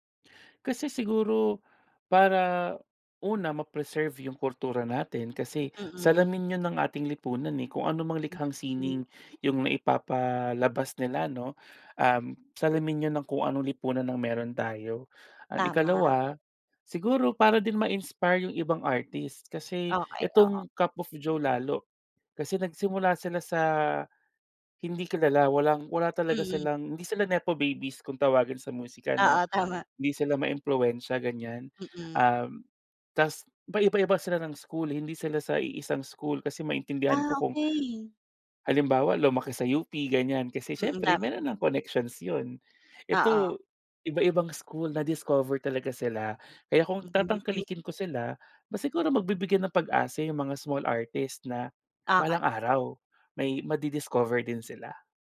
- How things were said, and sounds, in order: "kultura" said as "kurtura"; in English: "nepo babies"
- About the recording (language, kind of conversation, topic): Filipino, podcast, Ano ang paborito mong lokal na mang-aawit o banda sa ngayon, at bakit mo sila gusto?